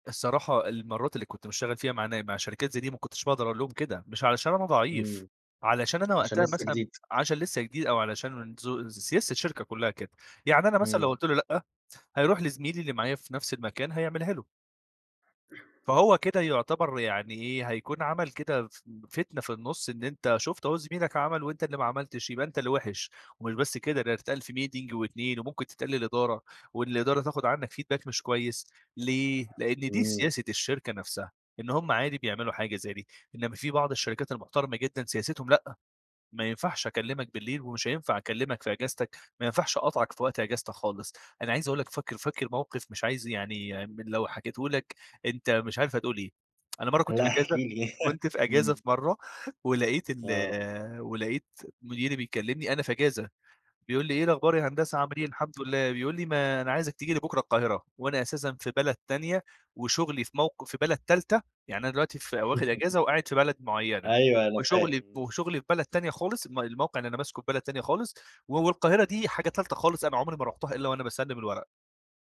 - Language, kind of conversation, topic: Arabic, podcast, بتتابع رسائل الشغل بعد الدوام ولا بتفصل؟
- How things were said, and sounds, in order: tapping; in English: "meeting"; in English: "feedback"; laugh; laugh